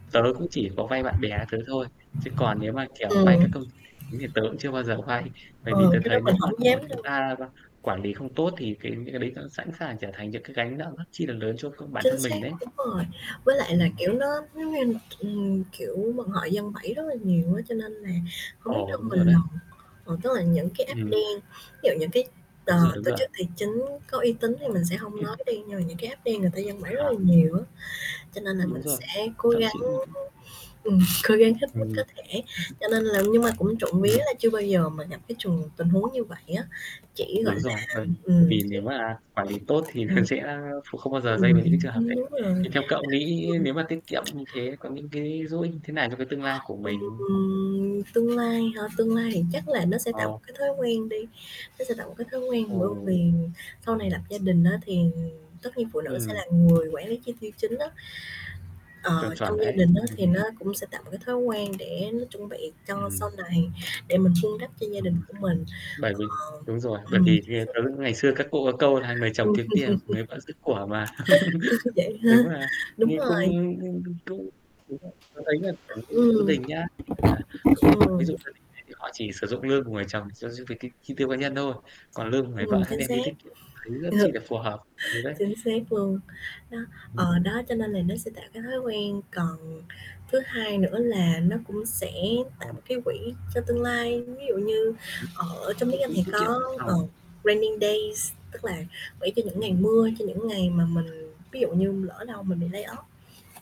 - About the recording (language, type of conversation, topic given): Vietnamese, unstructured, Bạn làm thế nào để tiết kiệm tiền mỗi tháng?
- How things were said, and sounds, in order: other background noise; distorted speech; static; mechanical hum; in English: "app"; unintelligible speech; tapping; in English: "app"; chuckle; laughing while speaking: "ừm"; laughing while speaking: "nó"; unintelligible speech; unintelligible speech; unintelligible speech; chuckle; laughing while speaking: "Ừm"; chuckle; unintelligible speech; unintelligible speech; in English: "raining days"; in English: "lay off"